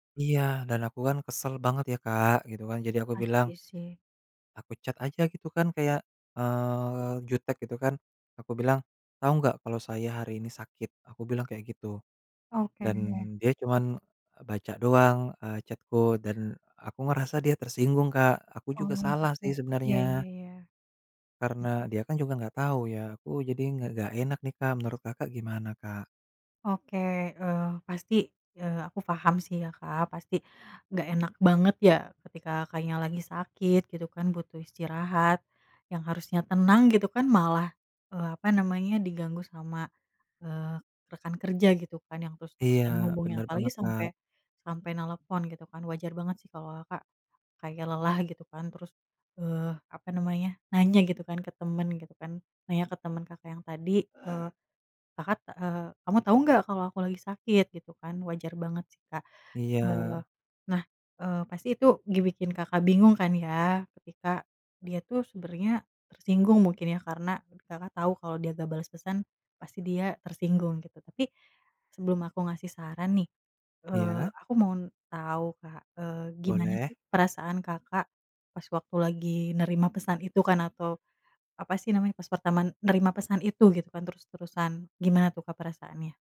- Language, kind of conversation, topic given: Indonesian, advice, Bagaimana cara mengklarifikasi kesalahpahaman melalui pesan teks?
- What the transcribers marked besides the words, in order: in English: "chat"; in English: "chat-ku"; other background noise